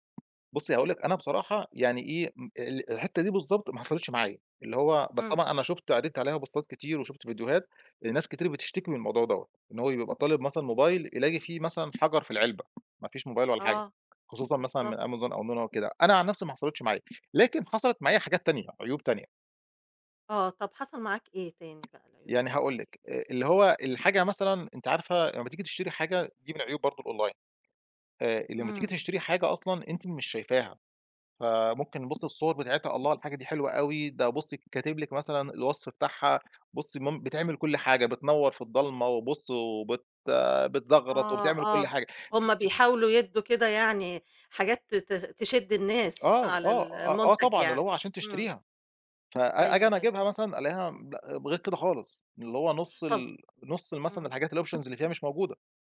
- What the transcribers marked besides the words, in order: tapping; other background noise; in English: "بوستات"; in English: "الأونلاين"; laughing while speaking: "على ال"; in English: "الoptions"
- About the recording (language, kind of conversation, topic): Arabic, podcast, بتحب تشتري أونلاين ولا تفضل تروح المحل، وليه؟